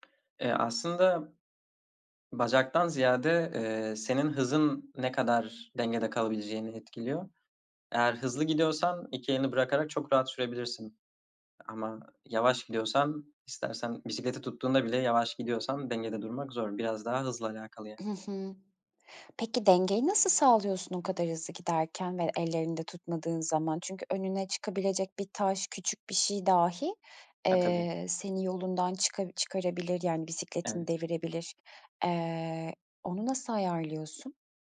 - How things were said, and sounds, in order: none
- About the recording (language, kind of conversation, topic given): Turkish, podcast, Bisiklet sürmeyi nasıl öğrendin, hatırlıyor musun?